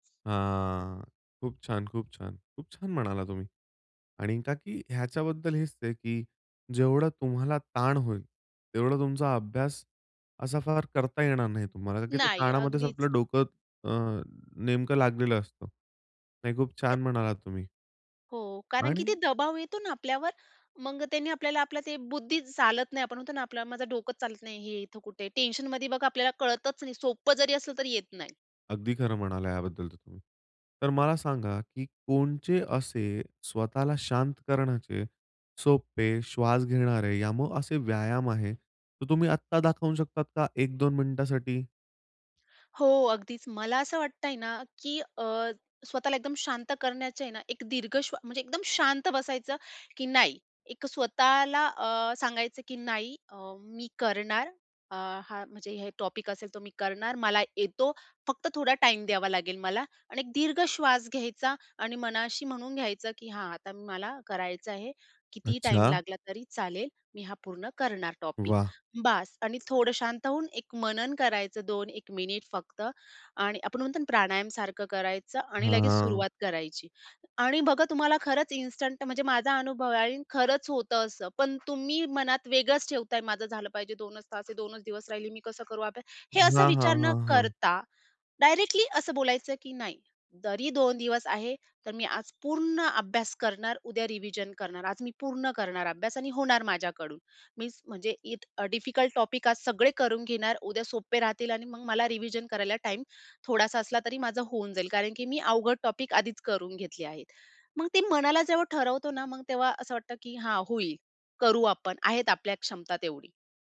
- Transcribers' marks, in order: other background noise; in English: "टॉपिक"; in English: "टॉपिक"; drawn out: "हां"; in English: "इन्स्टंट"; tongue click; in English: "डायरेक्टली"; in English: "डिफिकल्ट टॉपिक"; in English: "टॉपिक"
- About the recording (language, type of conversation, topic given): Marathi, podcast, परीक्षेचा तणाव कमी करण्यासाठी कोणते सोपे उपाय तुम्ही सुचवाल?